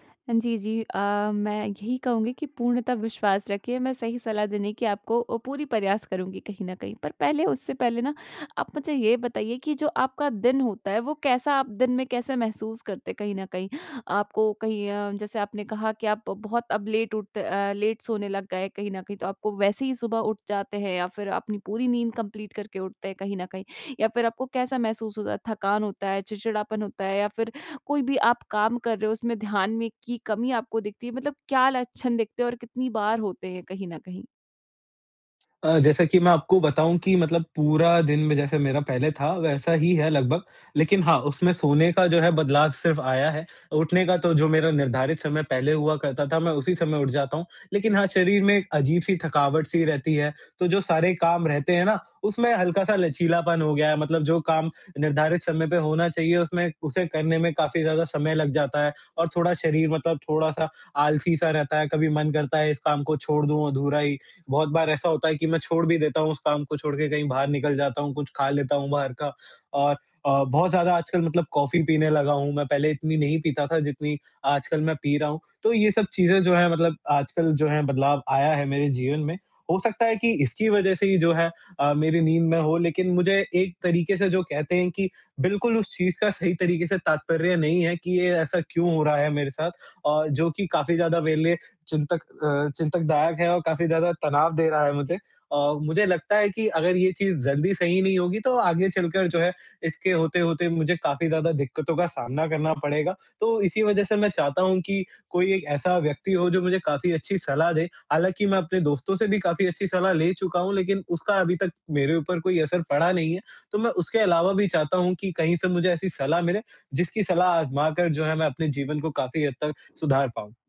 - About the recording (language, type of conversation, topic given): Hindi, advice, आपकी नींद का समय कितना अनियमित रहता है और आपको पर्याप्त नींद क्यों नहीं मिल पाती?
- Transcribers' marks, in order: other background noise; in English: "लेट"; in English: "लेट"; in English: "कंप्लीट"